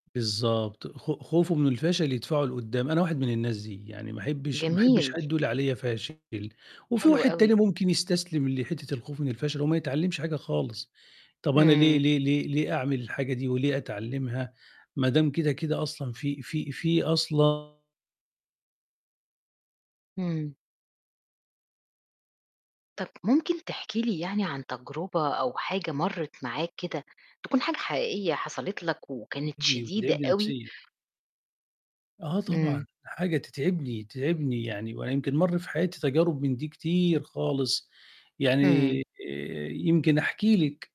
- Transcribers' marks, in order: tapping; distorted speech; unintelligible speech
- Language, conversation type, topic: Arabic, podcast, إزاي تتغلب على خوفك من الفشل وإنت بتتعلم من جديد؟